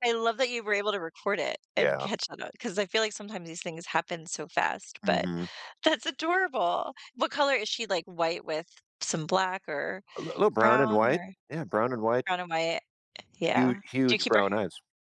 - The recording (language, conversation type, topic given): English, unstructured, How can I encourage my pet to do funny things?
- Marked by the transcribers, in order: none